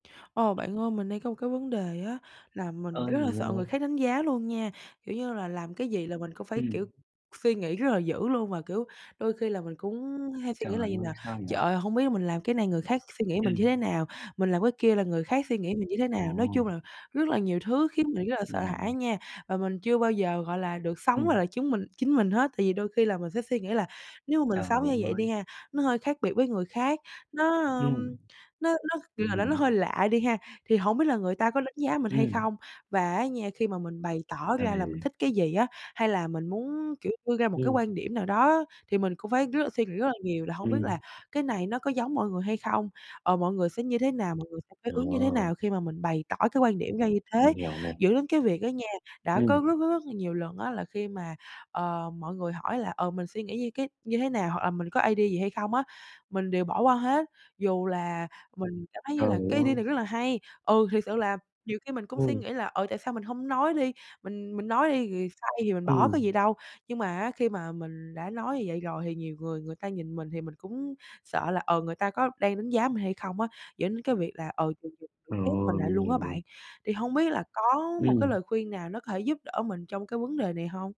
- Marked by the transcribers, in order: other background noise; tapping; in English: "idea"; in English: "idea"
- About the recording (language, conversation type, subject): Vietnamese, advice, Làm sao để bớt lo lắng vì sợ bị người khác đánh giá?